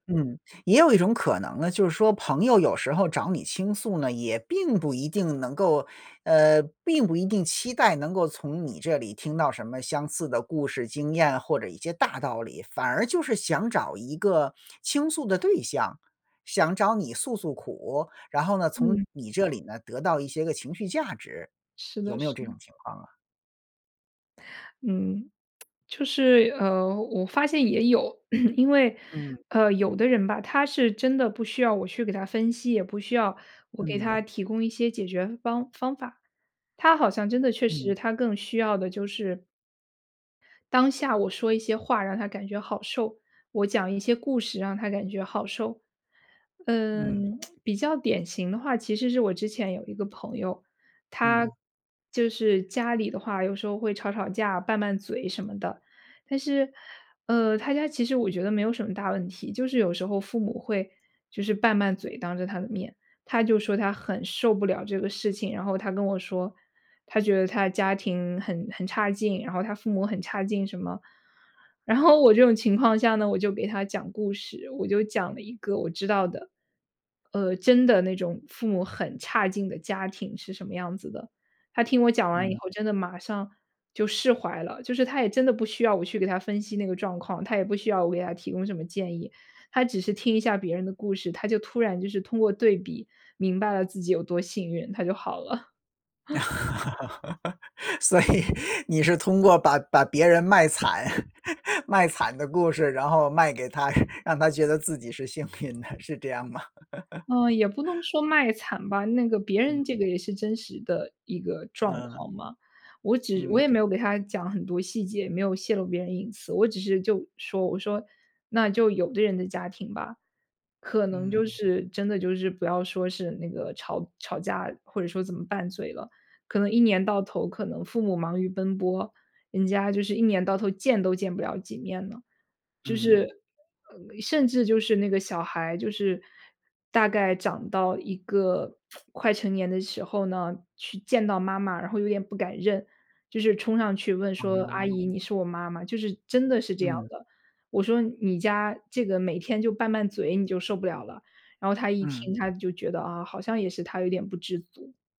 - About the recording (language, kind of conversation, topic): Chinese, podcast, 当对方情绪低落时，你会通过讲故事来安慰对方吗？
- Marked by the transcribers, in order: tsk; throat clearing; lip smack; other background noise; laugh; laughing while speaking: "所以你是通过把 把别人 … 运的，是这样吗？"; chuckle; laugh; lip smack